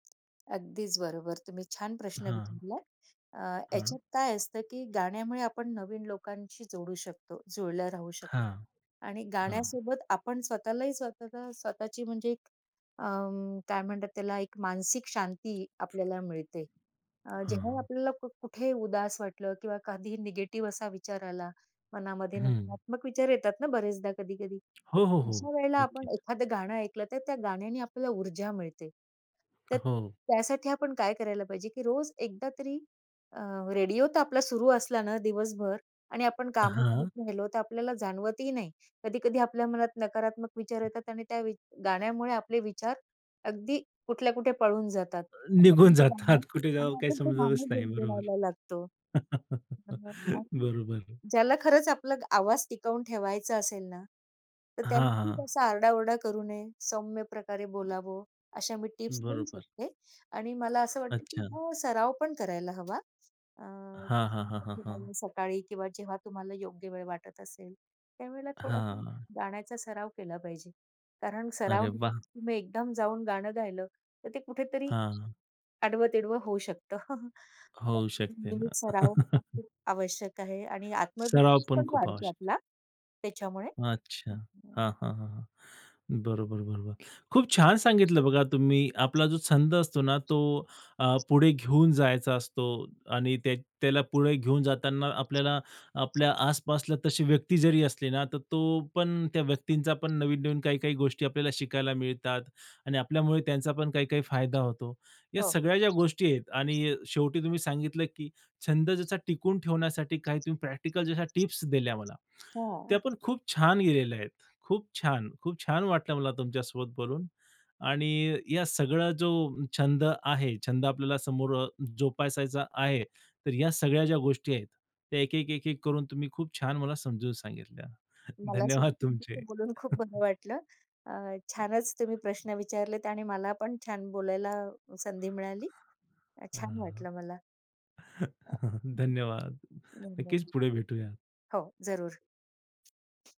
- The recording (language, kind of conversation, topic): Marathi, podcast, भविष्यात तुम्हाला नक्की कोणता नवा छंद करून पाहायचा आहे?
- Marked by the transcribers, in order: tapping; other background noise; other noise; chuckle; laugh; chuckle; unintelligible speech; laughing while speaking: "धन्यवाद तुमचे"; chuckle; chuckle